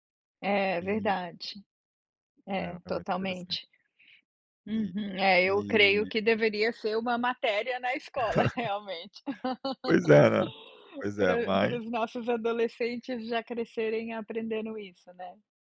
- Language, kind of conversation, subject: Portuguese, podcast, O que te conforta quando você se sente insuficiente?
- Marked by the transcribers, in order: laugh; laughing while speaking: "realmente"; laugh